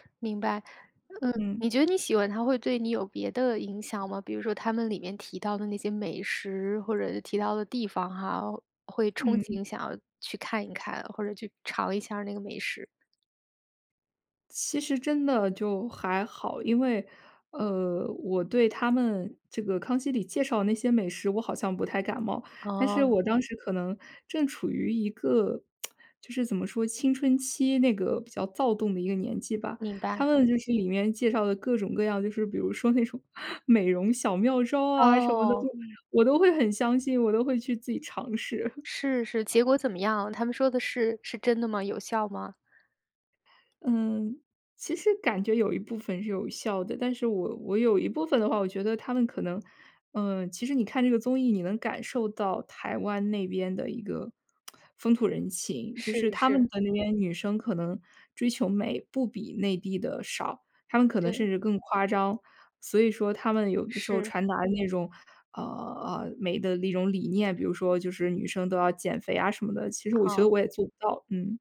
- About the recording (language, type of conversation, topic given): Chinese, podcast, 你小时候最爱看的节目是什么？
- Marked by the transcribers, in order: tapping; tsk; other background noise; laughing while speaking: "那种"; lip smack